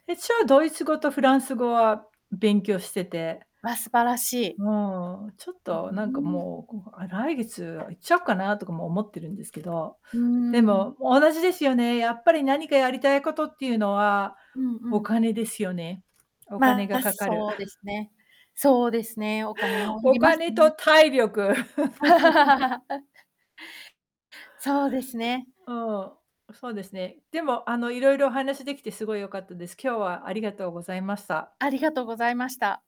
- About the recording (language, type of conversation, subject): Japanese, unstructured, 将来やってみたいことは何ですか？
- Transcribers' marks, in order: tapping; other background noise; distorted speech; chuckle; laugh